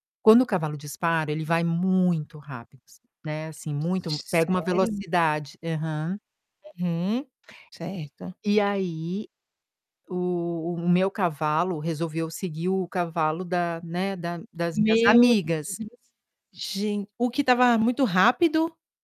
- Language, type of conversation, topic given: Portuguese, podcast, Qual foi o perrengue mais engraçado que você já passou em uma viagem?
- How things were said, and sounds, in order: distorted speech; mechanical hum